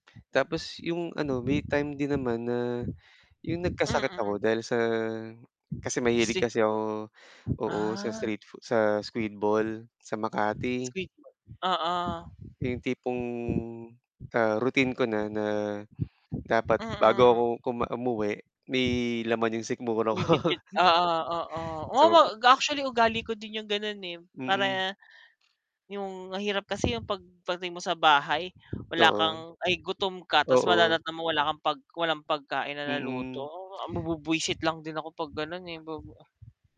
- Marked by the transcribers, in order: wind; unintelligible speech; laughing while speaking: "ko"; unintelligible speech
- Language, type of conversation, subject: Filipino, unstructured, Paano ka nagdedesisyon kung ligtas nga bang kainin ang pagkaing tinitinda sa kalsada?